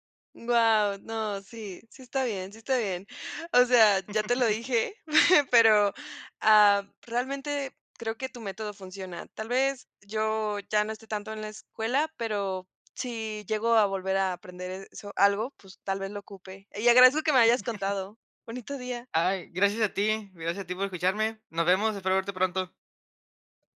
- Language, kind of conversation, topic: Spanish, podcast, ¿Qué métodos usas para estudiar cuando tienes poco tiempo?
- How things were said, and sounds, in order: chuckle; chuckle